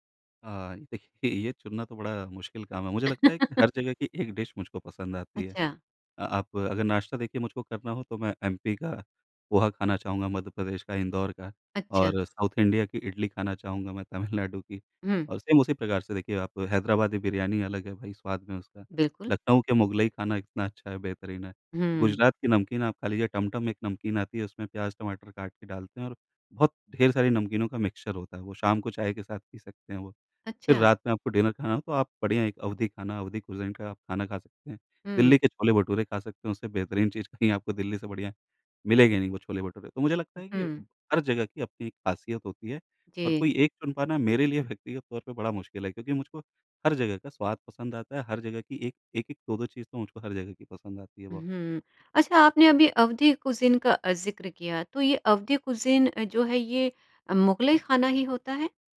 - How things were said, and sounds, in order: laugh; in English: "डिश"; in English: "साउथ इंडिया"; in English: "सेम"; in English: "मिक्सचर"; in English: "डिनर"; in English: "कुज़ीन"; in English: "कुज़ीन"; in English: "कुज़ीन"
- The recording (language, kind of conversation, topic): Hindi, podcast, ऑनलाइन संसाधन पुराने शौक को फिर से अपनाने में कितने मददगार होते हैं?